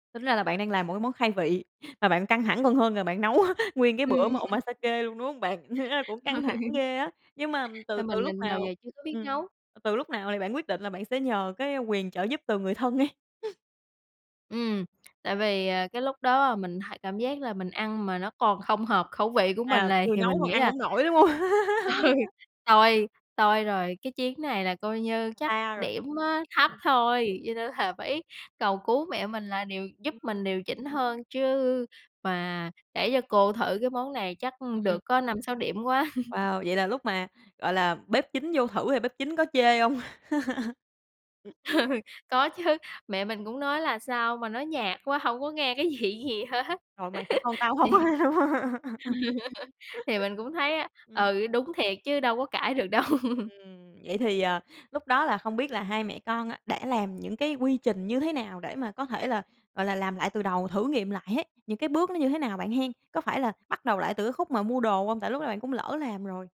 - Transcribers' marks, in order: chuckle; laugh; laughing while speaking: "thiệt ra"; other background noise; laughing while speaking: "thân ấy?"; laugh; laugh; laughing while speaking: "ừ"; laughing while speaking: "là"; laugh; tapping; laugh; laughing while speaking: "chứ"; laughing while speaking: "vị gì hết. Thì"; laugh; laugh; laugh
- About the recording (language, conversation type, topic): Vietnamese, podcast, Lần bạn thử làm một món mới thành công nhất diễn ra như thế nào?